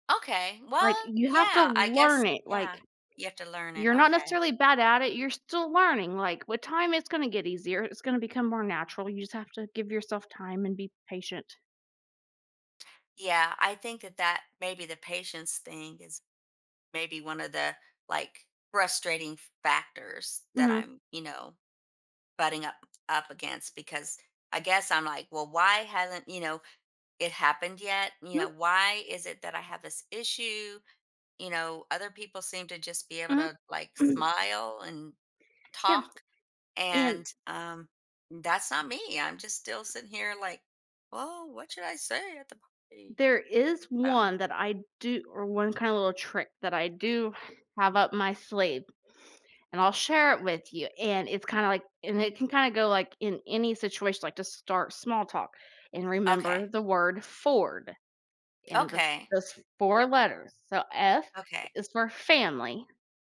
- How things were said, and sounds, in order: other background noise; tapping
- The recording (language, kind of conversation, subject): English, advice, How can I stop feeling awkward and start connecting at social events?